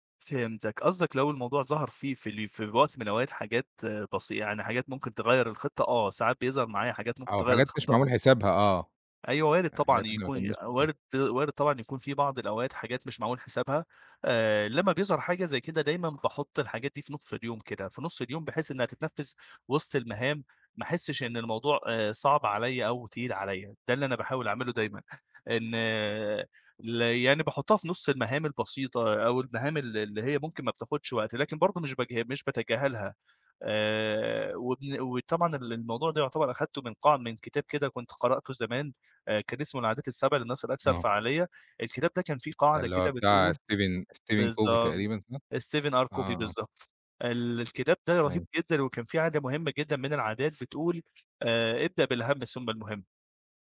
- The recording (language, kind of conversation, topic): Arabic, podcast, إزاي بتقسّم المهام الكبيرة لخطوات صغيرة؟
- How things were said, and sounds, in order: other background noise; tapping; unintelligible speech